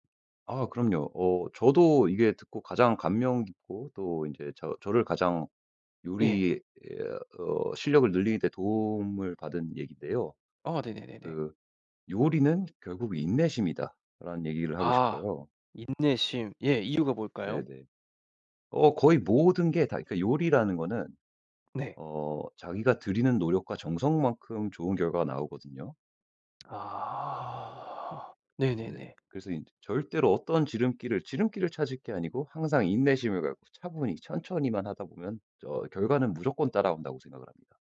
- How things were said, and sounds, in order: tapping
- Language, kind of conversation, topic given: Korean, podcast, 초보자에게 꼭 해주고 싶은 간단한 조언 한 가지는 무엇인가요?